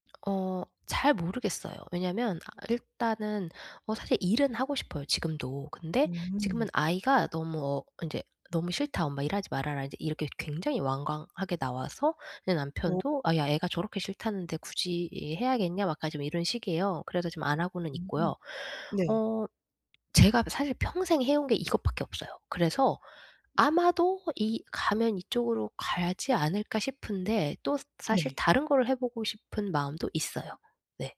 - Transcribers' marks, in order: other background noise; tapping
- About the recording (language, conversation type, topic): Korean, advice, 내 삶에 맞게 성공의 기준을 어떻게 재정의할 수 있을까요?